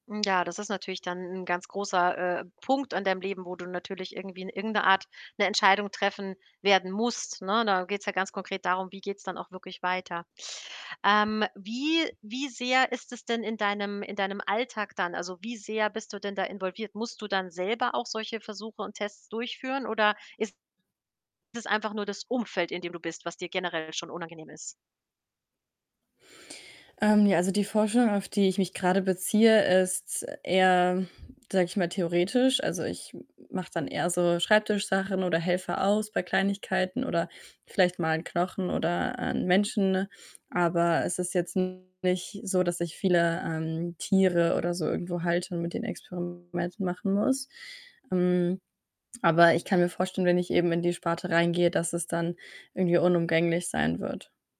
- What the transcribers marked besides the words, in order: static; other background noise; distorted speech
- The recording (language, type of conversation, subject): German, advice, Fällt es dir schwer, deine persönlichen Werte mit deinem Job in Einklang zu bringen?